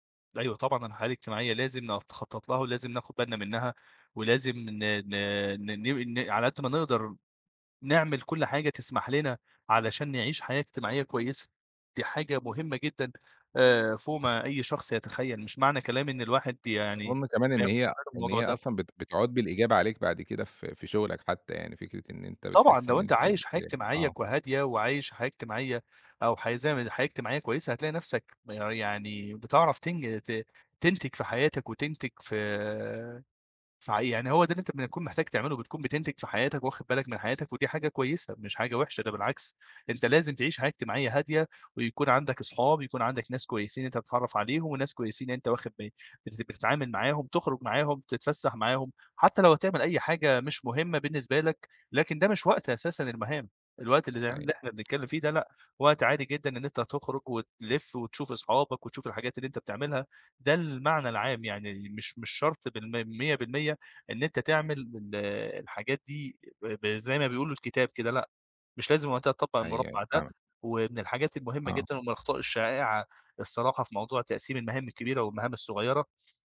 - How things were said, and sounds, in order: other background noise
- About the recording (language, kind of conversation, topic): Arabic, podcast, إزاي بتقسّم المهام الكبيرة لخطوات صغيرة؟